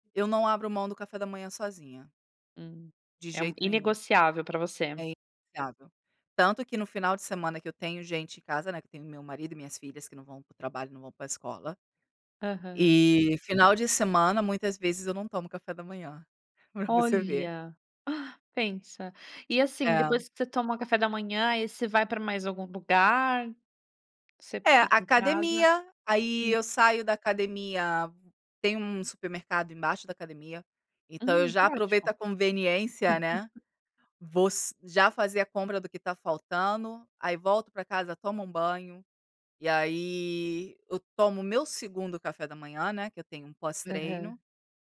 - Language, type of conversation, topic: Portuguese, podcast, Como você cuida da sua saúde mental no dia a dia?
- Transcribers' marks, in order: gasp; laugh